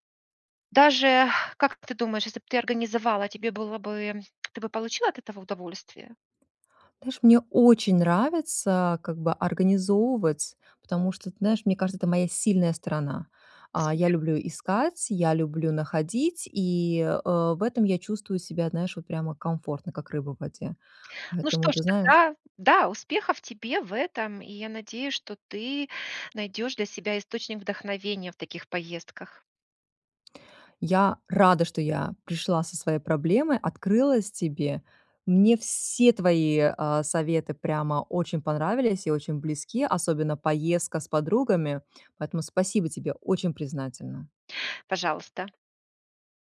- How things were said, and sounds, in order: tapping
- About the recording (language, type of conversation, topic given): Russian, advice, Как справиться с чувством утраты прежней свободы после рождения ребёнка или с возрастом?